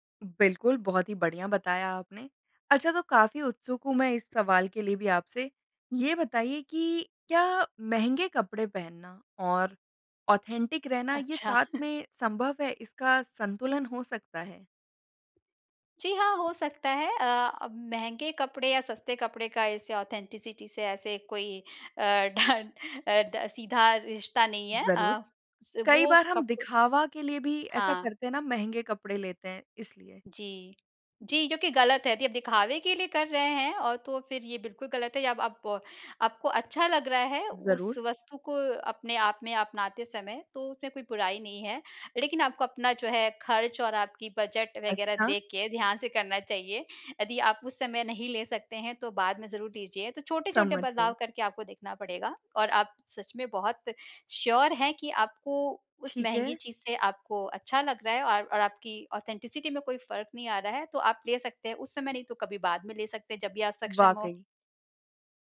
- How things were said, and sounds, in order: in English: "ऑथेंटिक"; tapping; chuckle; in English: "ऑथेंटिसिटी"; other background noise; in English: "श्योर"; in English: "ऑथेंटिसिटी"
- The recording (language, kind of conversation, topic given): Hindi, podcast, आपके लिए ‘असली’ शैली का क्या अर्थ है?